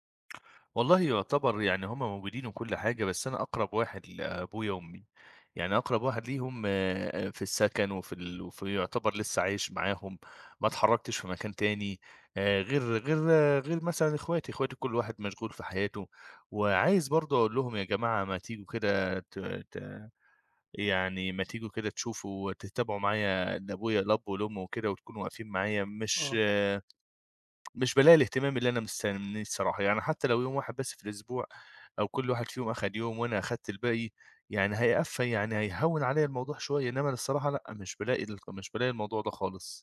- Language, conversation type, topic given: Arabic, advice, إزاي أوازن بين شغلي ورعاية أبويا وأمي الكبار في السن؟
- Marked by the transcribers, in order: tapping